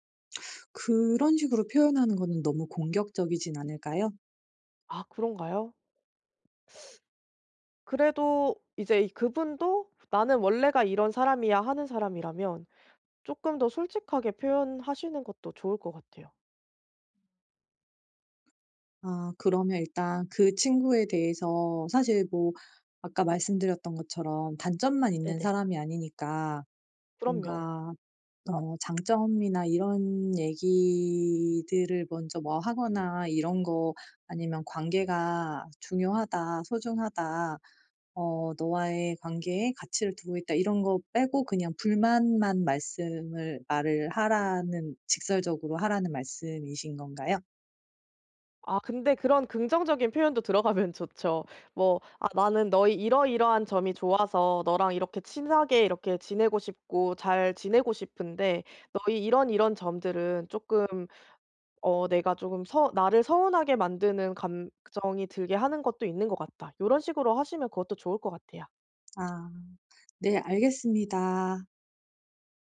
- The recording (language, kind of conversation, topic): Korean, advice, 감정을 더 솔직하게 표현하는 방법은 무엇인가요?
- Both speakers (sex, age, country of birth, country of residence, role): female, 30-34, South Korea, South Korea, advisor; female, 40-44, South Korea, South Korea, user
- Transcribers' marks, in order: tapping; teeth sucking; other background noise; laughing while speaking: "들어가면 좋죠"